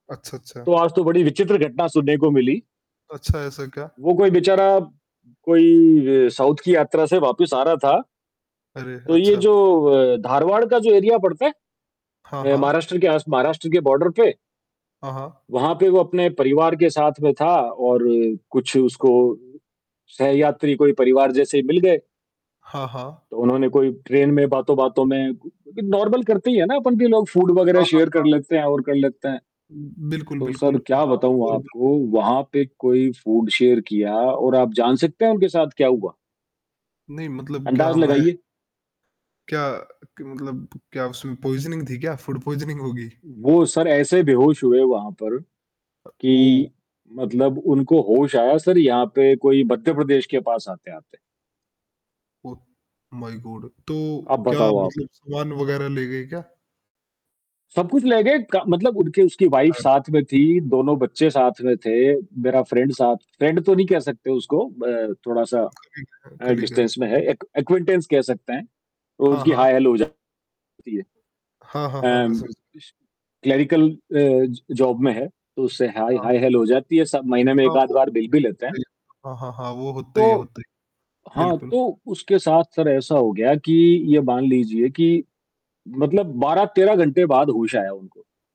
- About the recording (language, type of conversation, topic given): Hindi, unstructured, क्या आप यात्रा के दौरान धोखाधड़ी से डरते हैं?
- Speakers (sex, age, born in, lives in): female, 40-44, India, India; male, 20-24, India, India
- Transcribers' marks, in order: static; distorted speech; in English: "साउथ"; in English: "एरिया"; in English: "बॉर्डर"; other background noise; in English: "नॉर्मल"; in English: "फूड"; in English: "शेयर"; in English: "फूड शेयर"; in English: "पॉइज़निंग"; in English: "फ़ूड पॉइज़निंग"; in English: "माय गॉड"; in English: "वाइफ"; in English: "फ्रेंड"; other noise; in English: "फ्रेंड"; in English: "डिस्टेंस"; in English: "एक एक्विनेंटेंस"; in English: "हाय हैलो"; in English: "एंड"; in English: "क्लेरिकल"; in English: "ज जॉब"; in English: "हाय हाय हैलो"; unintelligible speech